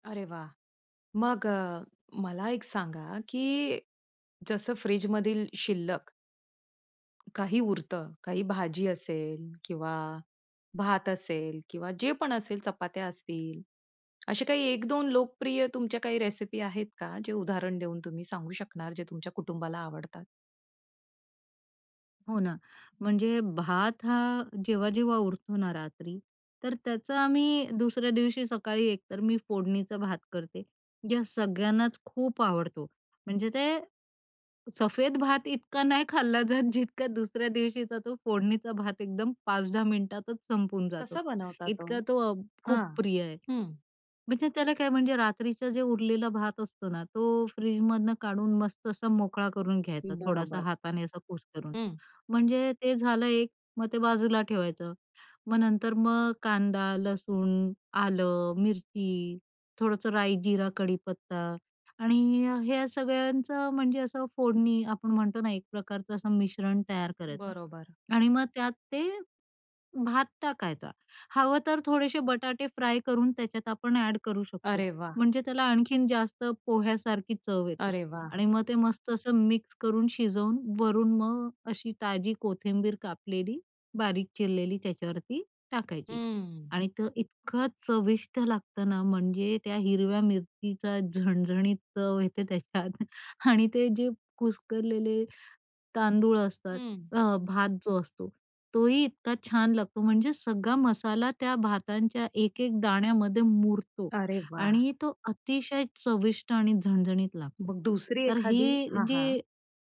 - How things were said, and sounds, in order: "असे" said as "अशे"; in English: "रेसिपी"; in Hindi: "सफेद"; tapping; in English: "फ्राय"; in English: "ॲड"; drawn out: "हम्म"; chuckle; other background noise
- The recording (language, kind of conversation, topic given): Marathi, podcast, फ्रिजमध्ये उरलेले अन्नपदार्थ तुम्ही सर्जनशीलपणे कसे वापरता?